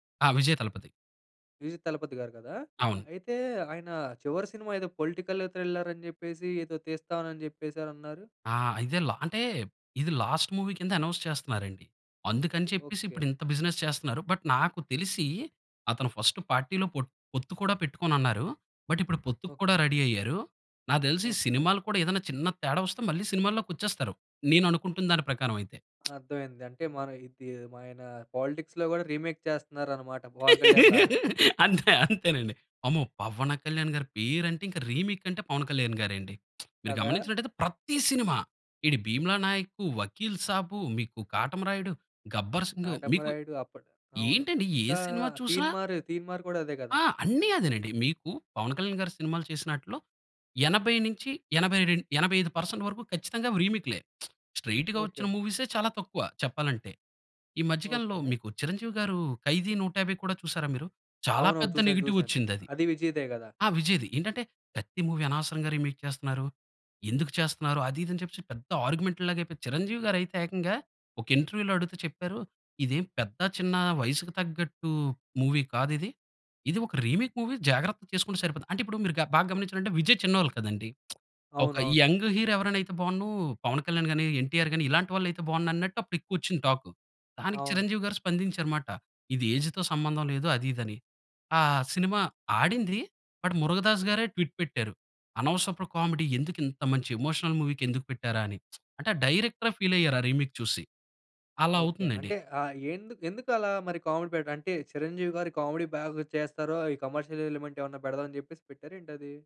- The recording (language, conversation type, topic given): Telugu, podcast, సినిమా రీమేక్స్ అవసరమా లేక అసలే మేలేనా?
- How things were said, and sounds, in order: in English: "పొలిటికల్ థ్రిల్లర్"; in English: "లాస్ట్ మూవీ"; in English: "అనౌన్స్"; in English: "బిజినెస్"; in English: "బట్"; in English: "ఫస్ట్ పార్టీలో"; in English: "బట్"; in English: "రెడీ"; lip smack; in English: "పాలిటిక్స్‌లో"; in English: "రీమేక్"; laughing while speaking: "అంతే, అంతేనండి"; in English: "రీమేక్"; lip smack; stressed: "ప్రతి"; in English: "రీమేక్‌లే. స్ట్రెయిట్‌గా"; lip smack; in English: "నెగెటివ్"; in English: "మూవీ"; in English: "రీమేక్"; in English: "ఆర్‌గ్యుమెంట్"; in English: "ఇంటర్వ్యూలో"; in English: "మూవీ"; in English: "రీమేక్ మూవీ"; lip smack; in English: "యంగ్ హీరో"; in English: "టాక్"; in English: "ఏజ్‌తో"; in English: "బట్"; in English: "ట్విట్"; in English: "కామెడీ"; in English: "ఎమోషనల్ మూవీకి"; lip smack; in English: "ఫీల్"; in English: "రీమేక్"; in English: "కామెడీ"; in English: "కామెడీ"; in English: "కమర్‌షియల్ ఎలిమెంట్"